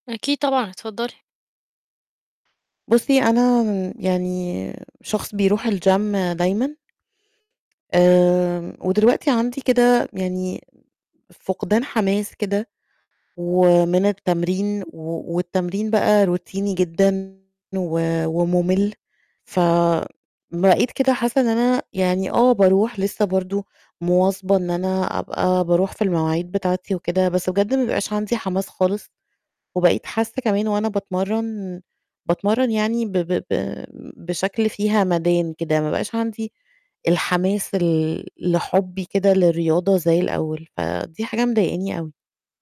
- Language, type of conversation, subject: Arabic, advice, إزاي أرجّع الحافز للتمرين وأتغلّب على ملل روتين الرياضة؟
- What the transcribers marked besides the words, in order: other background noise; in English: "الgym"; in English: "روتيني"; distorted speech; mechanical hum